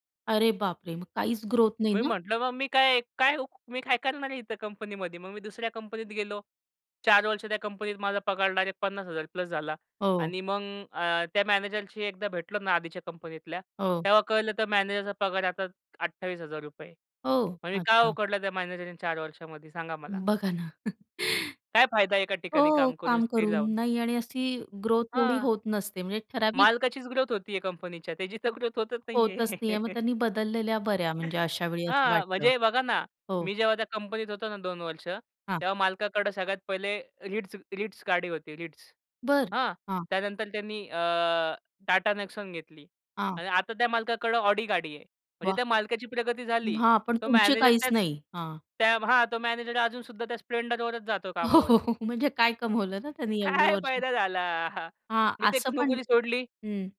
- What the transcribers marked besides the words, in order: laughing while speaking: "बघा ना"; chuckle; laughing while speaking: "त्याची तर ग्रोथ होतच नाही आहे"; chuckle; tapping; laughing while speaking: "हो, हो, हो. म्हणजे काय कमवलं ना"; laughing while speaking: "काय फायदा झाला हा?"
- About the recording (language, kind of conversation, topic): Marathi, podcast, नोकरी बदलल्यानंतर तुमची ओळख बदलते का?